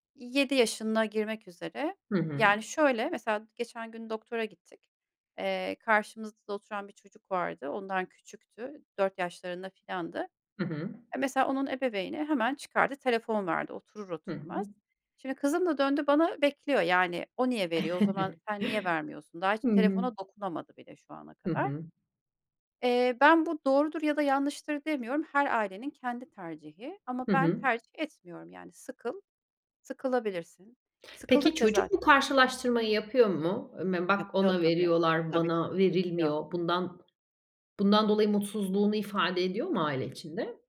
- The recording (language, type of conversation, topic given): Turkish, podcast, Sence çocuk yetiştirirken en önemli değerler hangileridir?
- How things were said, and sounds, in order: tapping; chuckle; other background noise